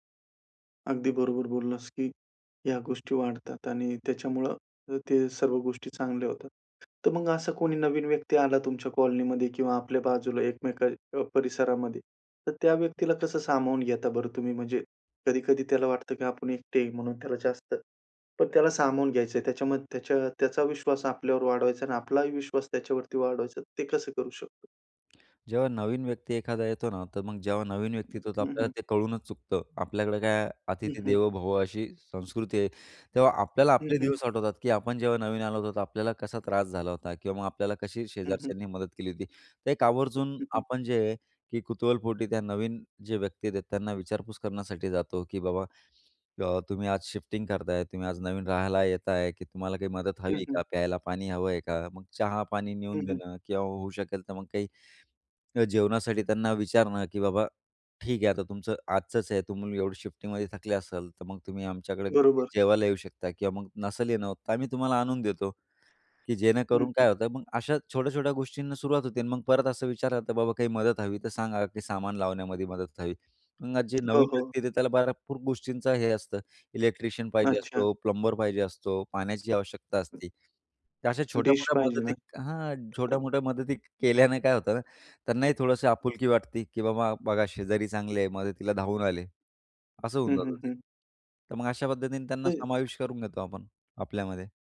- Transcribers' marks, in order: other background noise; in English: "शिफ्टिंग"; in English: "शिफ्टिंगमध्ये"; tapping; chuckle
- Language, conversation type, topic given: Marathi, podcast, आपल्या परिसरात एकमेकांवरील विश्वास कसा वाढवता येईल?